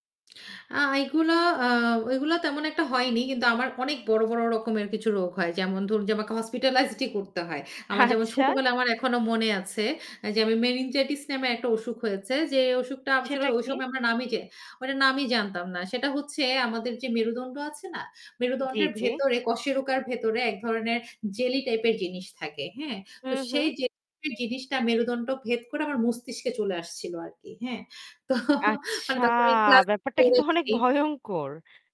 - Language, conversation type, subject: Bengali, podcast, চোট বা অসুস্থতা থেকে সেরে উঠতে আপনি প্রথমে কী করেন এবং কীভাবে শুরু করেন?
- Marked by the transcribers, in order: static; laughing while speaking: "আচ্ছা"; "মেনিনজাইটিস" said as "মেরিনজাইটিস"; tapping; distorted speech; drawn out: "আচ্ছা!"; laughing while speaking: "তো"